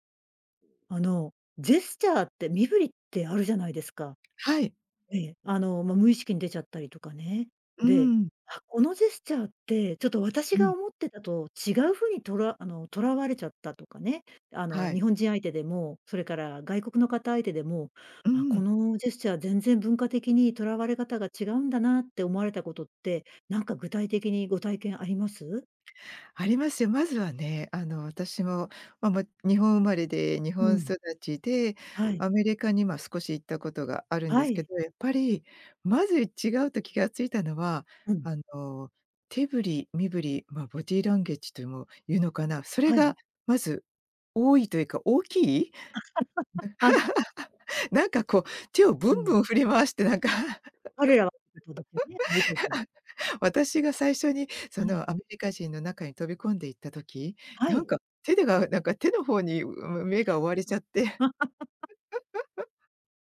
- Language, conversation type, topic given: Japanese, podcast, ジェスチャーの意味が文化によって違うと感じたことはありますか？
- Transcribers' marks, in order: tapping; other background noise; laugh; laughing while speaking: "なんか"; laugh; unintelligible speech; unintelligible speech; laugh; chuckle